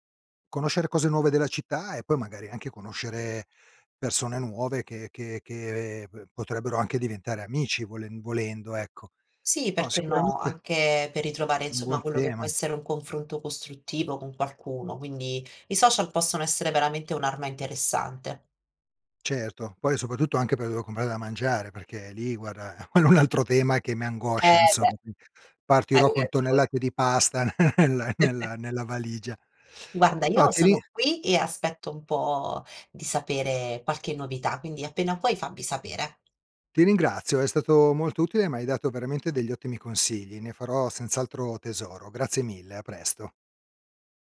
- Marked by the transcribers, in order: other background noise; laughing while speaking: "quello"; unintelligible speech; chuckle; tapping
- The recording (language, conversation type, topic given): Italian, advice, Trasferimento in una nuova città